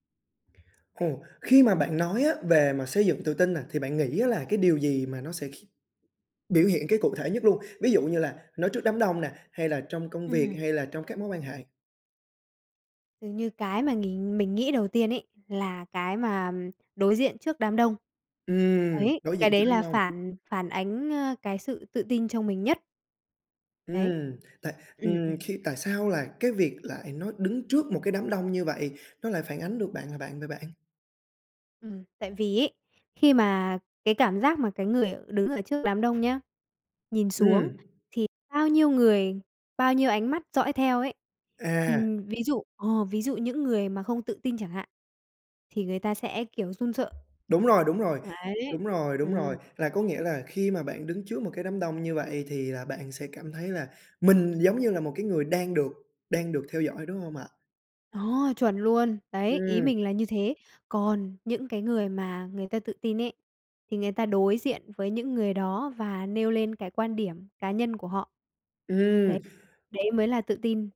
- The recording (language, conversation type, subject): Vietnamese, podcast, Điều gì giúp bạn xây dựng sự tự tin?
- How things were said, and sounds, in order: tapping